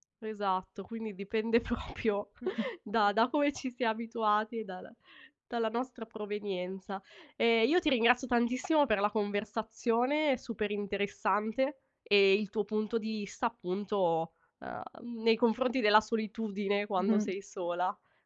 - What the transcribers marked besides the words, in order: laughing while speaking: "propio"; "proprio" said as "propio"; chuckle; tapping
- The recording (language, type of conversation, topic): Italian, podcast, Come gestisci la solitudine quando sei lontano da casa?